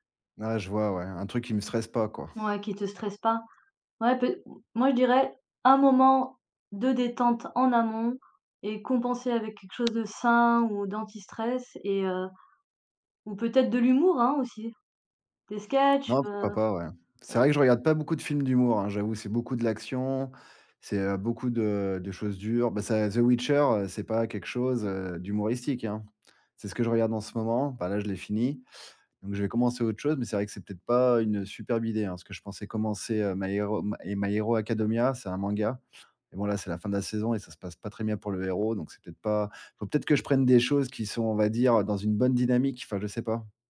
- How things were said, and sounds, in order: unintelligible speech
- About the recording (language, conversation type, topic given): French, advice, Comment puis-je remplacer le grignotage nocturne par une habitude plus saine ?